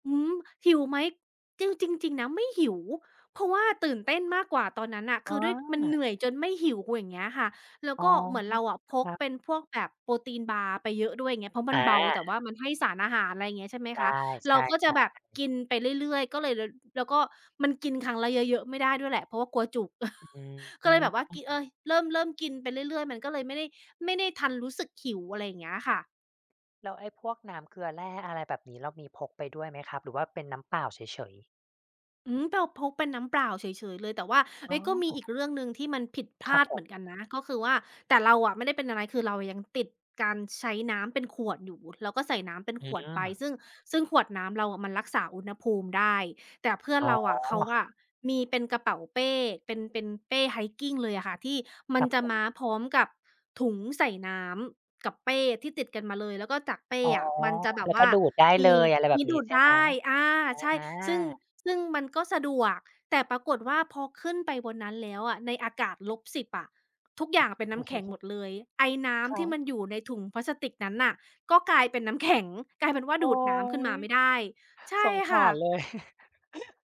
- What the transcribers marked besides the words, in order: tapping; other background noise; chuckle; chuckle; laughing while speaking: "แข็ง"; chuckle
- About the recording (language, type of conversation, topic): Thai, podcast, ทริปเดินป่าที่ประทับใจที่สุดของคุณเป็นอย่างไร?